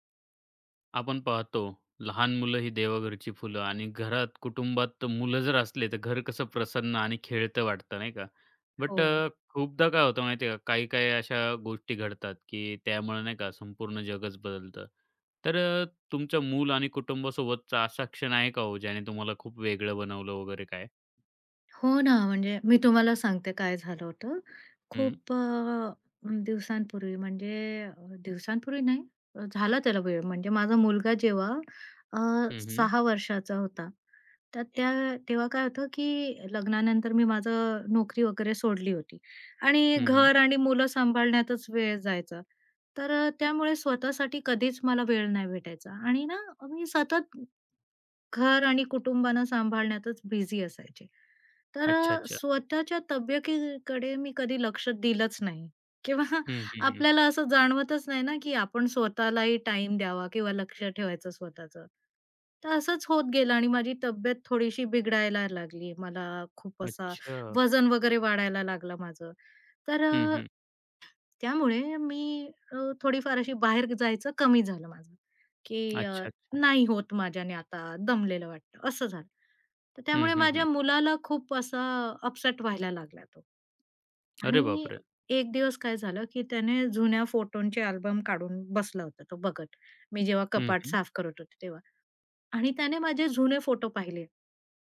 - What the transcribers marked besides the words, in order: tapping; other noise; other background noise; "तब्येतीकडे" said as "तब्येकीकडे"; chuckle; in English: "अपसेट"
- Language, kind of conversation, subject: Marathi, podcast, तुमच्या मुलांबरोबर किंवा कुटुंबासोबत घडलेला असा कोणता क्षण आहे, ज्यामुळे तुम्ही बदललात?